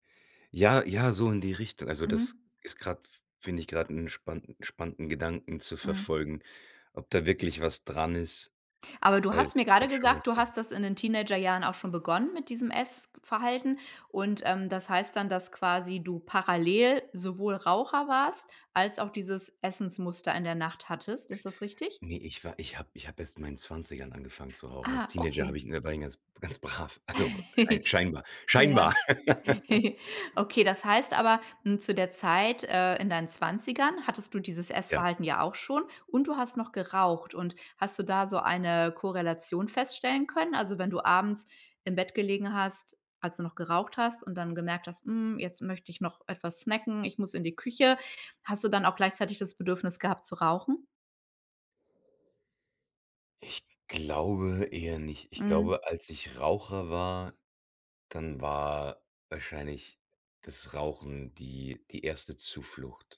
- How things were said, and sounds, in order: giggle; laugh
- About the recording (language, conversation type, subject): German, advice, Wie und in welchen Situationen greifst du bei Stress oder Langeweile zum Essen?